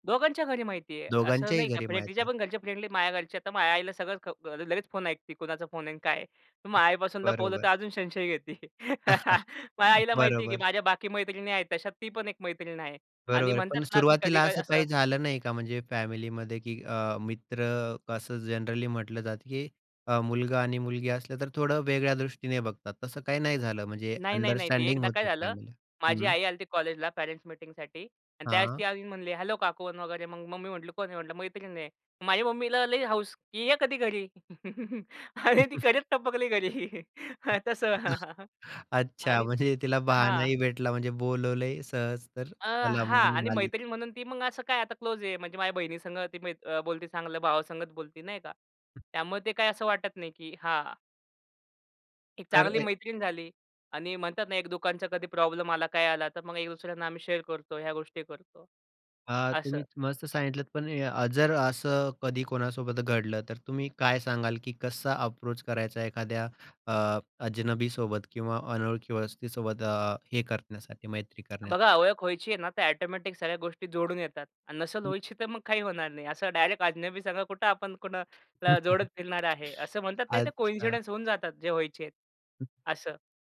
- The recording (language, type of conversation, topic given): Marathi, podcast, एखाद्या अजनबीशी तुमची मैत्री कशी झाली?
- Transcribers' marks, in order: in English: "फ्रेंडली"; other background noise; chuckle; laugh; in English: "जनरली"; in English: "अंडरस्टँडिंग"; in English: "पॅरेन्ट्स"; snort; chuckle; laugh; laughing while speaking: "आणि ती खरंच टपकली घरी. तस"; in English: "क्लोज"; in English: "शेअर"; in English: "अप्रोच"; in Hindi: "अजनबी"; in English: "ऑटोमॅटिक"; in Hindi: "अजनबी"; chuckle; in English: "कोइन्सिडन्स"